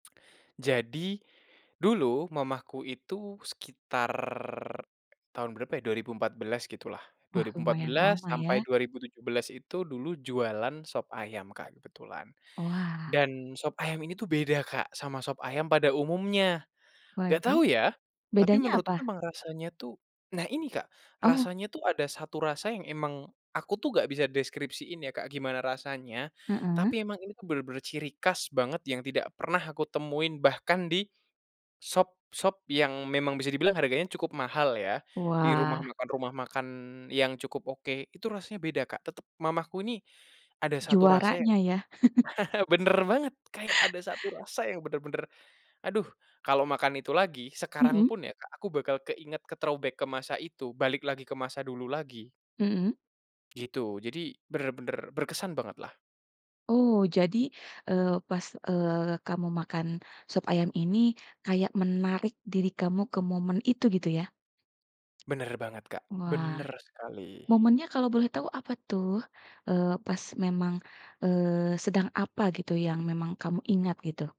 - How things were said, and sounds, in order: tongue click; chuckle; in English: "ke-throwback"; tapping
- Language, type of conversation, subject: Indonesian, podcast, Ceritakan makanan rumahan yang selalu bikin kamu nyaman, kenapa begitu?